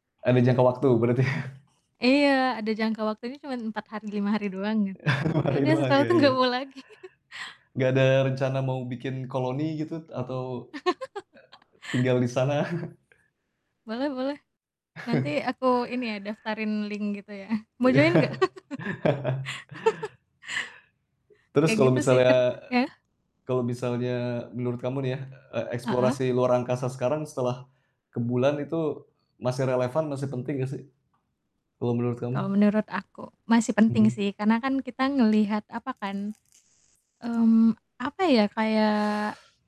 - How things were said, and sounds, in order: laughing while speaking: "berarti?"; other background noise; static; chuckle; distorted speech; chuckle; laugh; chuckle; tapping; in English: "link"; laughing while speaking: "Iya"; laugh; in English: "join"; laugh; mechanical hum
- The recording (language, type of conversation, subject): Indonesian, unstructured, Bagaimana pendapatmu tentang perjalanan manusia pertama ke bulan?